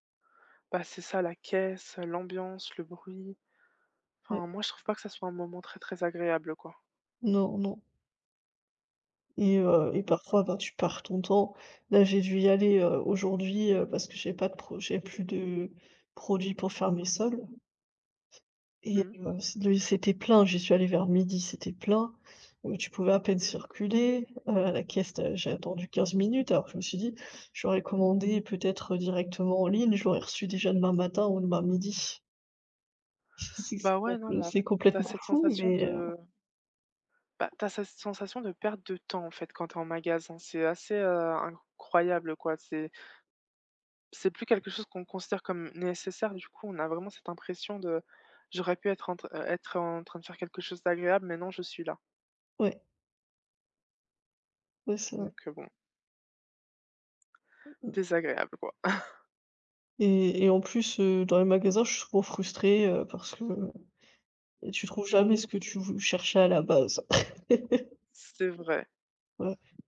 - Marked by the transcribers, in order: tapping; laughing while speaking: "C'est que c'est"; chuckle; laugh
- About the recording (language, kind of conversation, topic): French, unstructured, Quelle est votre relation avec les achats en ligne et quel est leur impact sur vos habitudes ?